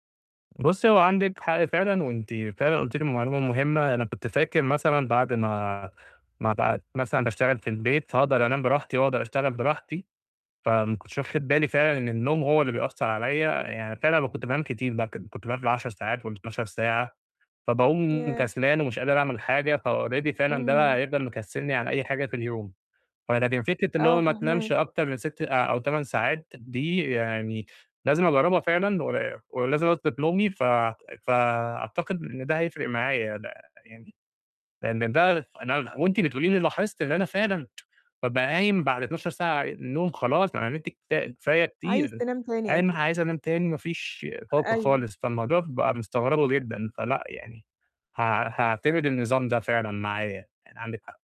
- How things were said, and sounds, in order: distorted speech; in English: "فalready"; tsk
- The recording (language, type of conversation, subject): Arabic, advice, إزاي أقدر أستمر على عادة يومية بسيطة من غير ما أزهق؟